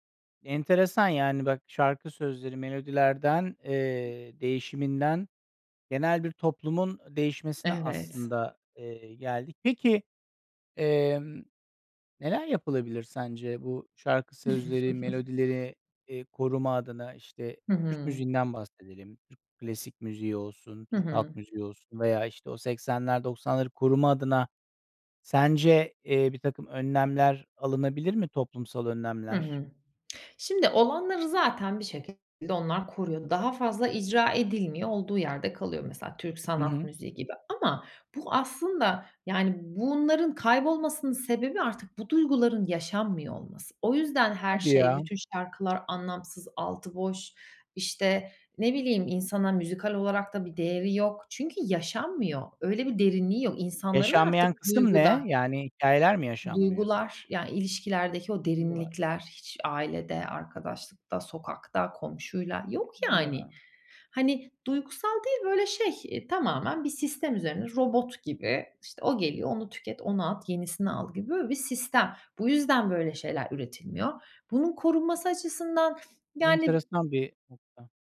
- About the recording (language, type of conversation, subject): Turkish, podcast, Sence bir şarkıda sözler mi yoksa melodi mi daha önemlidir?
- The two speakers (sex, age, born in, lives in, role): female, 35-39, Turkey, Italy, guest; male, 40-44, Turkey, Netherlands, host
- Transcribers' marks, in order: other background noise; tsk; tapping